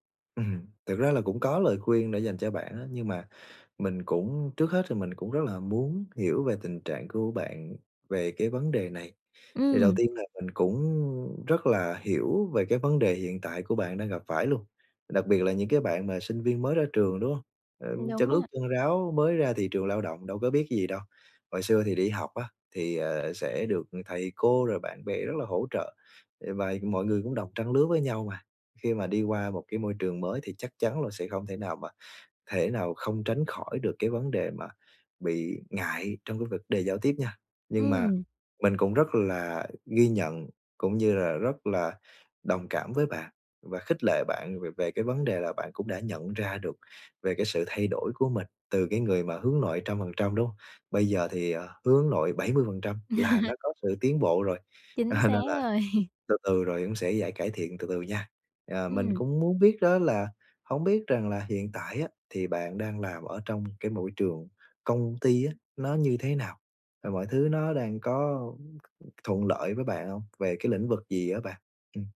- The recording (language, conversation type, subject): Vietnamese, advice, Làm sao để giao tiếp tự tin khi bước vào một môi trường xã hội mới?
- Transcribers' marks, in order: laugh; laugh; laughing while speaking: "à"; tapping